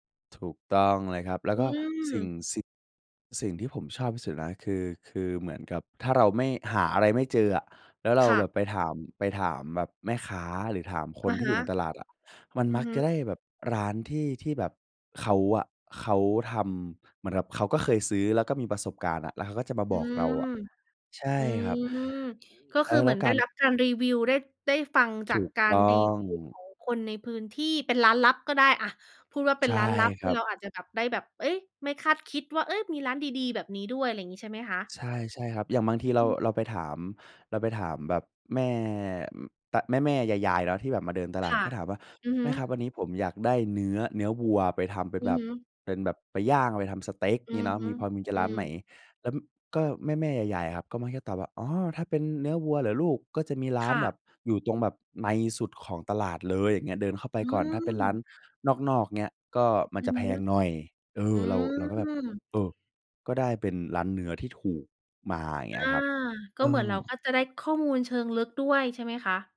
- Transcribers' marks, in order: none
- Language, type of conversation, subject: Thai, podcast, วิธีเลือกวัตถุดิบสดที่ตลาดมีอะไรบ้าง?